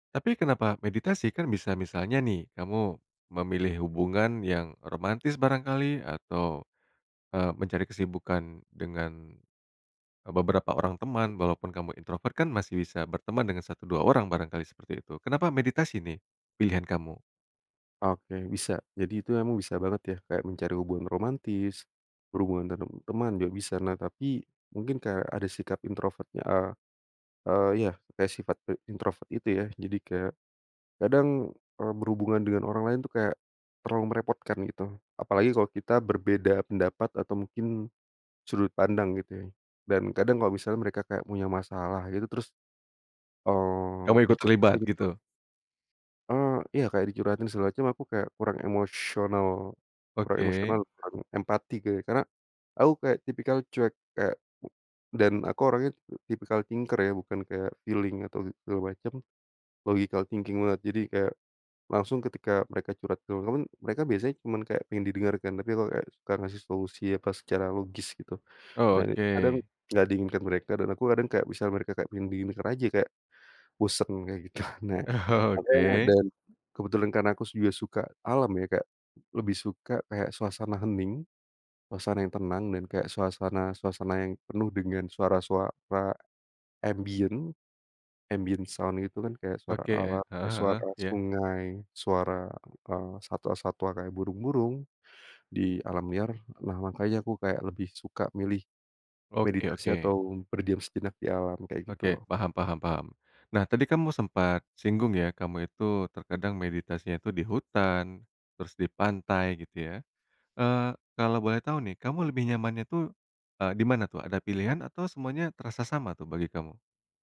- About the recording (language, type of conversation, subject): Indonesian, podcast, Bagaimana rasanya meditasi santai di alam, dan seperti apa pengalamanmu?
- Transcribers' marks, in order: tapping; in English: "thinker"; in English: "feeling"; in English: "logical thinking"; other noise; chuckle; laughing while speaking: "gitu"; in English: "ambient, ambient sound"